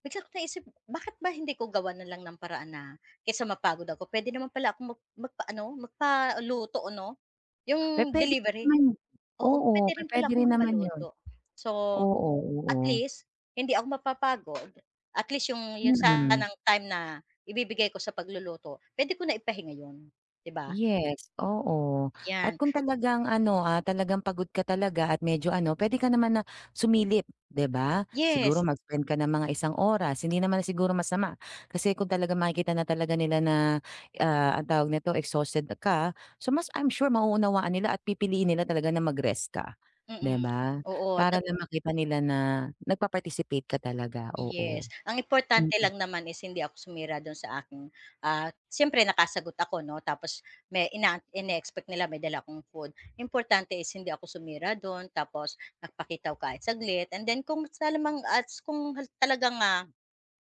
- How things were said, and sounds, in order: other background noise; background speech
- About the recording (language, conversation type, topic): Filipino, advice, Paano ko mababalanse ang pahinga at mga obligasyong panlipunan?